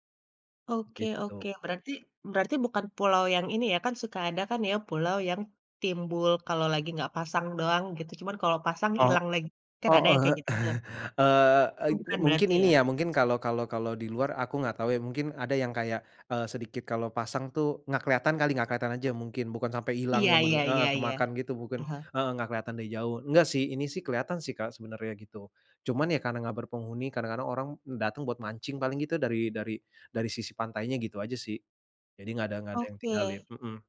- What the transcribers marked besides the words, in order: chuckle
- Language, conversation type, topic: Indonesian, podcast, Pernah nggak kamu nemu tempat tersembunyi yang nggak banyak orang tahu?